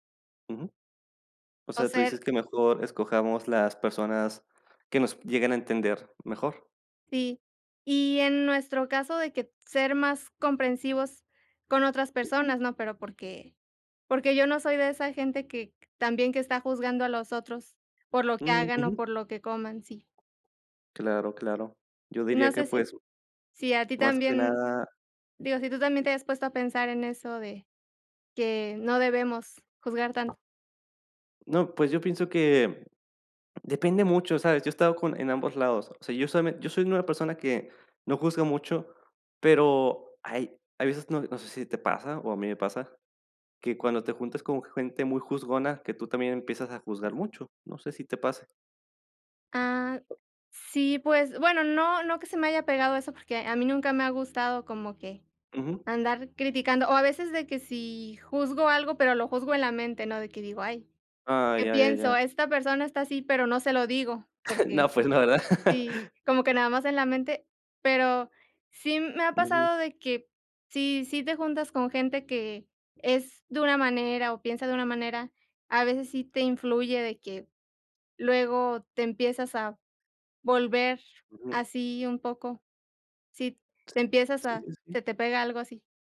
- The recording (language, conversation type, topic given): Spanish, unstructured, ¿Crees que las personas juzgan a otros por lo que comen?
- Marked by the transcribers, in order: tapping; other background noise; other noise; laughing while speaking: "No, pues no, ¿verdad?"